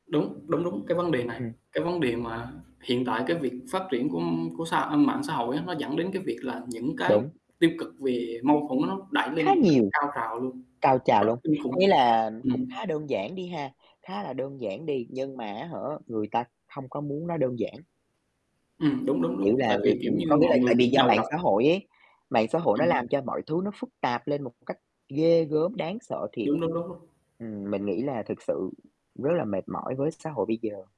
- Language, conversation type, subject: Vietnamese, unstructured, Bạn thường giải quyết tranh chấp trong gia đình như thế nào?
- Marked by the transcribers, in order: static; tapping